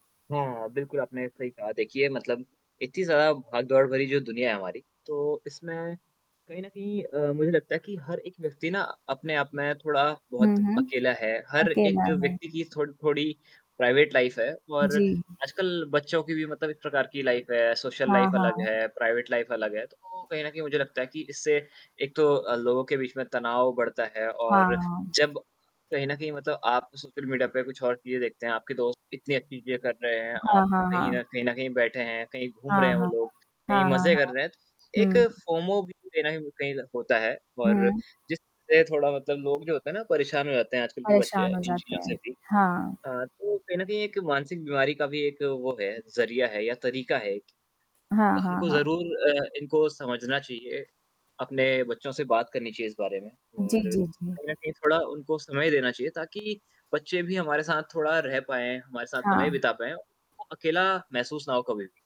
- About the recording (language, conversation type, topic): Hindi, unstructured, क्या पढ़ाई के तनाव के कारण बच्चे आत्महत्या जैसा कदम उठा सकते हैं?
- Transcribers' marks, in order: static; tapping; in English: "प्राइवेट लाइफ़"; in English: "लाइफ़"; in English: "सोशल लाइफ़"; in English: "प्राइवेट लाइफ़"; distorted speech; in English: "फ़ोमो"